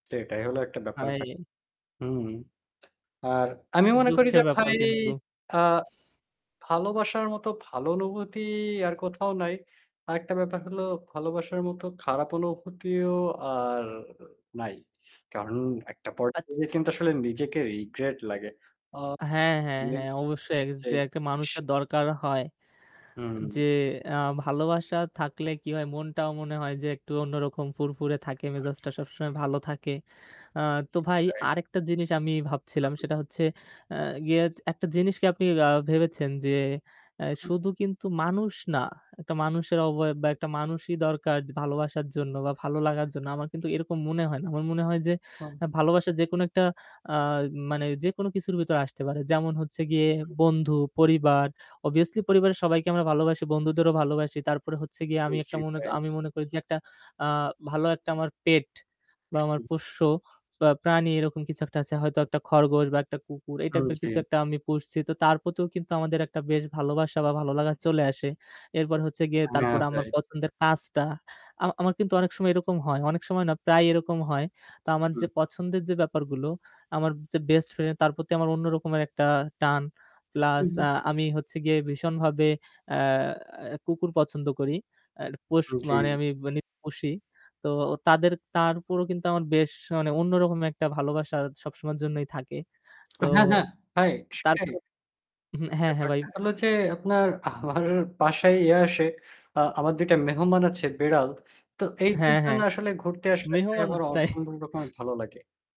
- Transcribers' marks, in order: tapping; drawn out: "আর"; static; other noise; other background noise; laughing while speaking: "আমার"; laughing while speaking: "আছে"
- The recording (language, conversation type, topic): Bengali, unstructured, তোমার মতে ভালোবাসা কী ধরনের অনুভূতি?